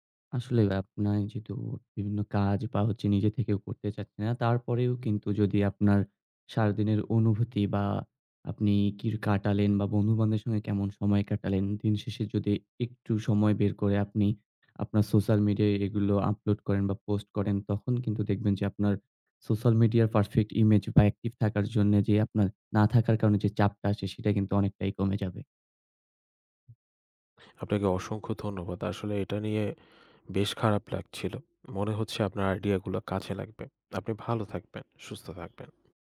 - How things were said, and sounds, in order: "আপনি" said as "আপনাই"; "বন্ধুবান্ধবের" said as "বন্ধুবান্ধের"; in English: "upload"; in English: "perfect image"; tapping; in English: "active"
- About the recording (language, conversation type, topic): Bengali, advice, সোশ্যাল মিডিয়ায় ‘পারফেক্ট’ ইমেজ বজায় রাখার চাপ